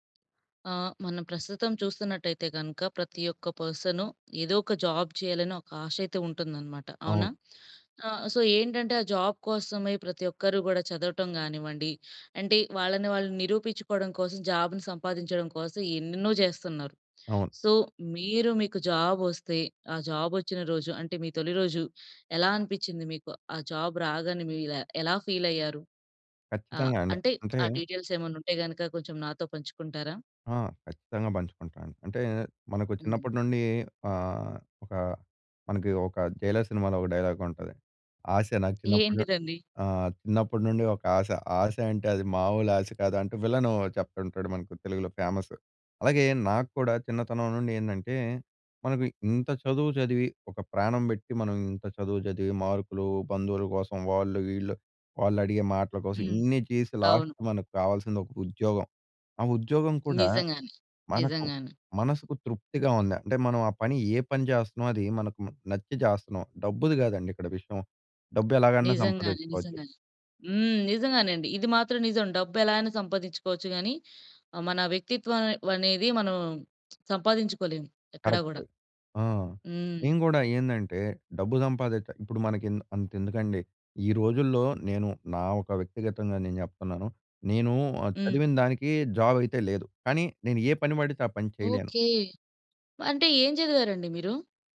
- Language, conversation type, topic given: Telugu, podcast, మీ కొత్త ఉద్యోగం మొదటి రోజు మీకు ఎలా అనిపించింది?
- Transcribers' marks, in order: in English: "జాబ్"; in English: "సో"; in English: "జాబ్"; in English: "సో"; in English: "జాబ్"; in English: "జాబ్"; in English: "జాబ్"; in English: "ఫీల్"; in English: "డీటెయిల్స్"; tapping; in English: "డైలాగ్"; in English: "విలన్"; in English: "ఫేమస్"; in English: "లాస్ట్"; other background noise; "అనేది" said as "వనేది"; in English: "జాబ్"